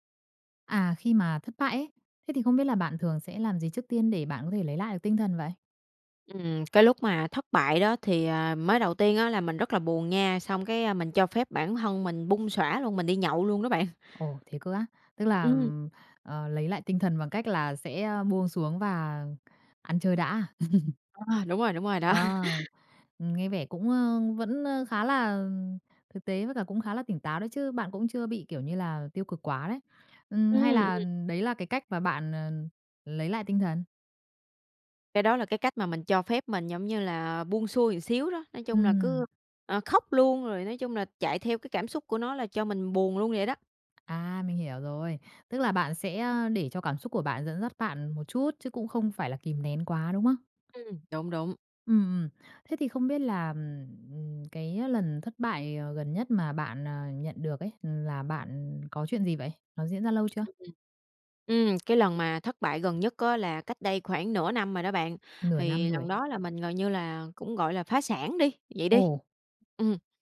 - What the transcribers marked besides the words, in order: laughing while speaking: "bạn"; laugh; tapping; laughing while speaking: "đó"; other background noise
- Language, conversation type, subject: Vietnamese, podcast, Khi thất bại, bạn thường làm gì trước tiên để lấy lại tinh thần?